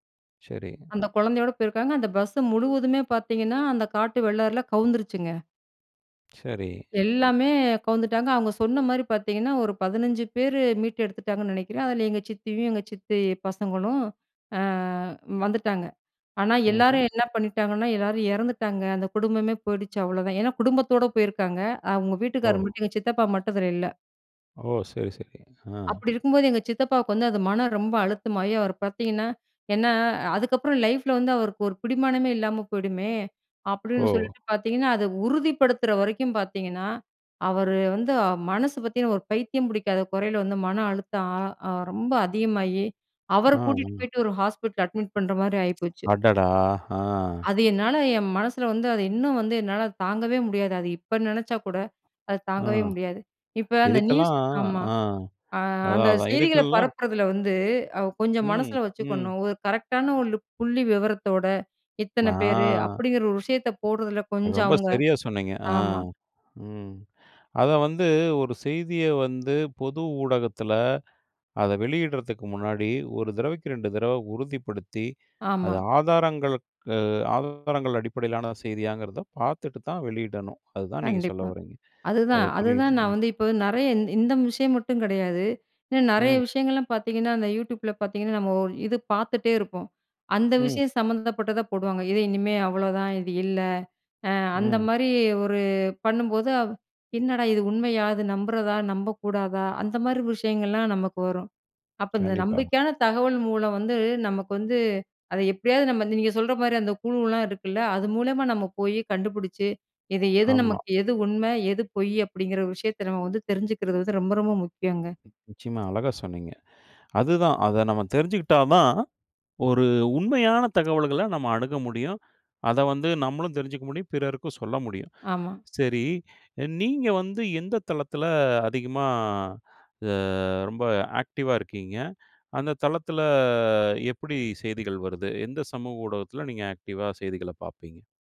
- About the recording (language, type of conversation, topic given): Tamil, podcast, நம்பிக்கையான தகவல் மூலங்களை எப்படி கண்டுபிடிக்கிறீர்கள்?
- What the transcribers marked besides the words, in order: other background noise; tapping; sad: "அது என்னால என் மனசுல வந்து, அது இன்னும் வந்து என்னாலத் தாங்கவே முடியாது"; in English: "ஆக்டிவாக"; in English: "ஆக்டிவாக"